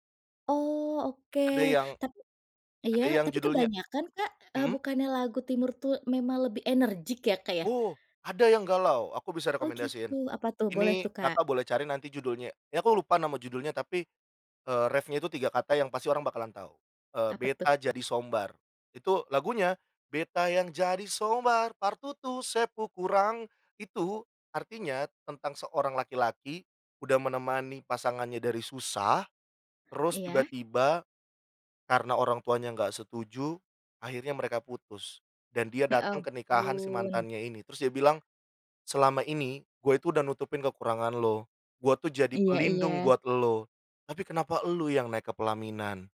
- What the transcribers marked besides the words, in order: singing: "beta yang jadi sombar, par tutup se pung kurang"
- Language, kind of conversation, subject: Indonesian, podcast, Pernahkah kamu tertarik pada musik dari budaya lain, dan bagaimana ceritanya?